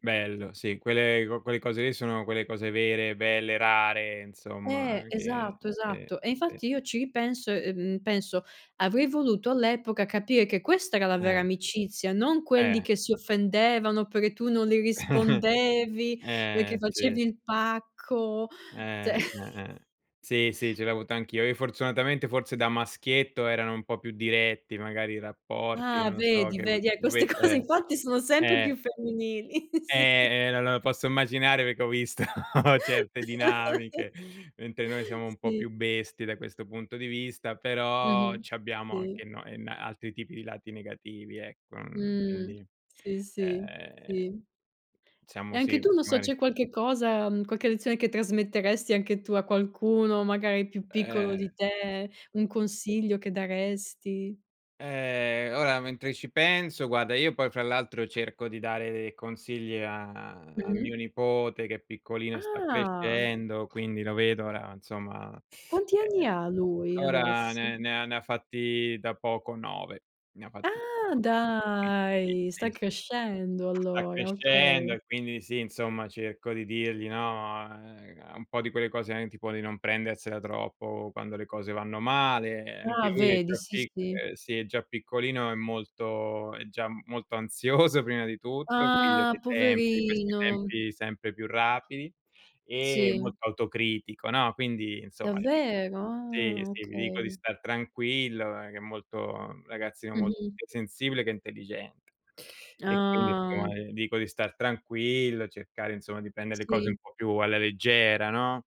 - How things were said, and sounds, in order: chuckle; "perché" said as "perè"; "cioè" said as "ceh"; chuckle; laughing while speaking: "queste cose infatti sono sempre più femminili, sì"; chuckle; chuckle; laughing while speaking: "visto"; "diciamo" said as "ziamo"; tapping; unintelligible speech; "anche" said as "ane"; laughing while speaking: "ansioso"; unintelligible speech
- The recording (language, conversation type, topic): Italian, unstructured, Qual è stata una lezione importante che hai imparato da giovane?